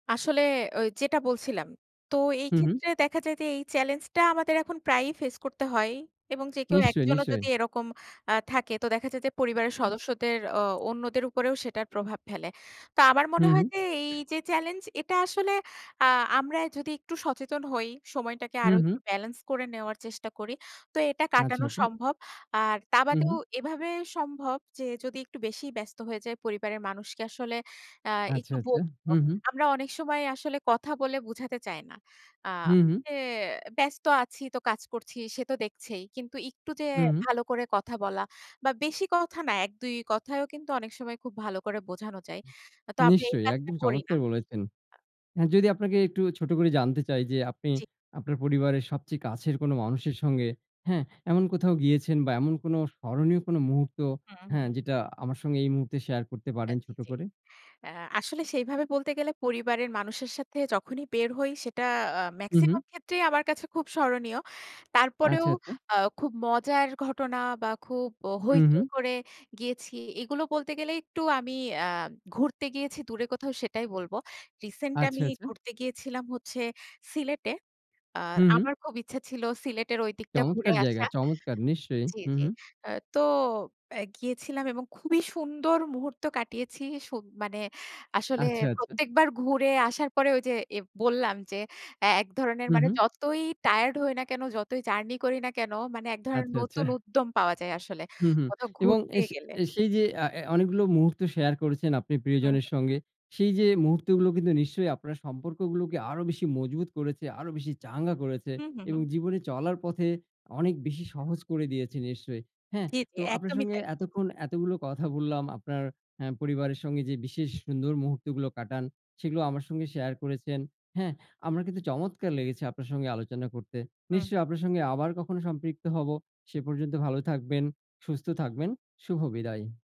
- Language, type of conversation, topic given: Bengali, unstructured, আপনি কীভাবে পরিবারের সঙ্গে বিশেষ মুহূর্ত কাটান?
- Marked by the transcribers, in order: other background noise; unintelligible speech; tapping